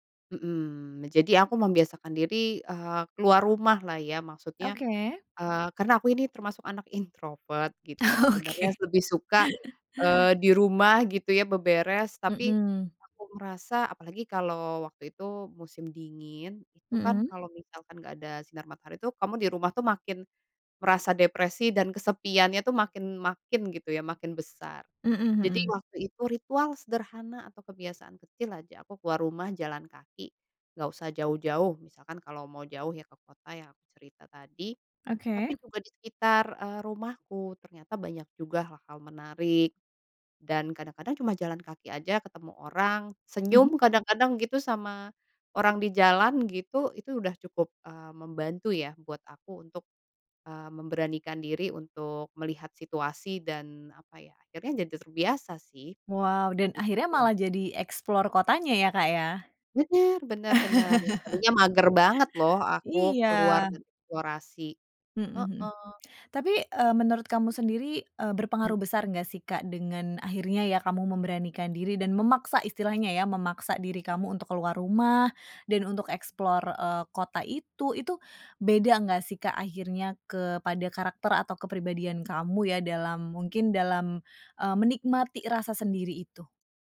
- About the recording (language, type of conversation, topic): Indonesian, podcast, Gimana caramu mengatasi rasa kesepian di kota besar?
- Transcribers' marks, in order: in English: "introvert"; laughing while speaking: "Oke"; chuckle; in English: "explore"; chuckle; other background noise; in English: "explore"